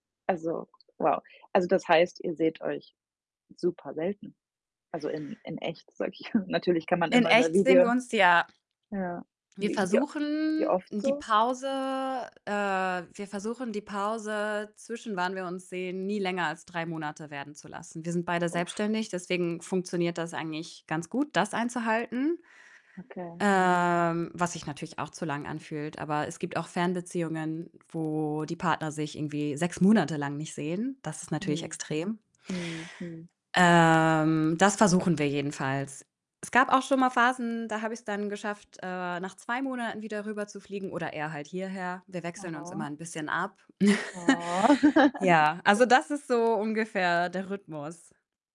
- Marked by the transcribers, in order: chuckle; distorted speech; other noise; drawn out: "ähm"; giggle; other background noise; chuckle
- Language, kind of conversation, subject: German, podcast, Wie kannst du Beziehungen langfristig stark halten?